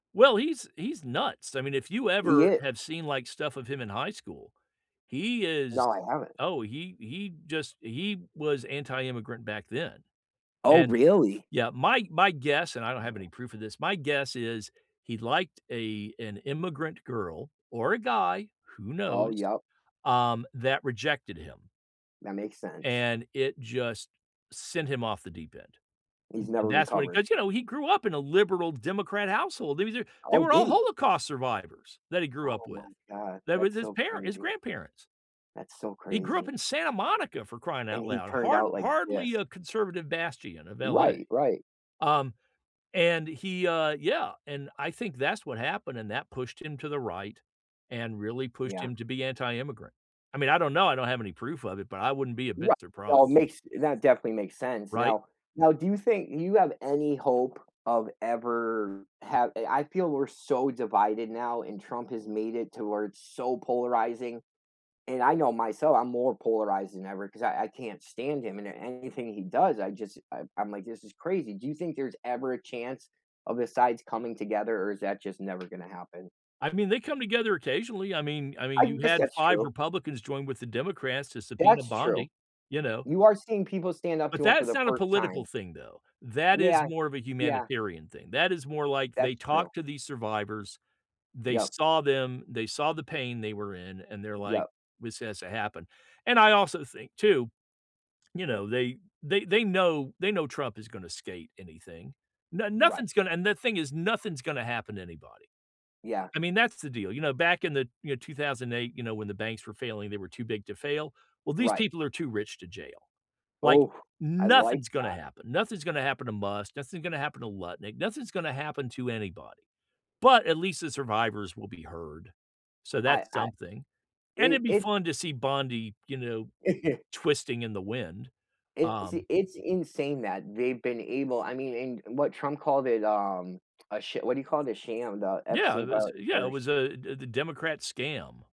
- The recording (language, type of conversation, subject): English, unstructured, What issues should politicians focus on?
- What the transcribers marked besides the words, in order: tapping; other background noise; stressed: "nothing's"; chuckle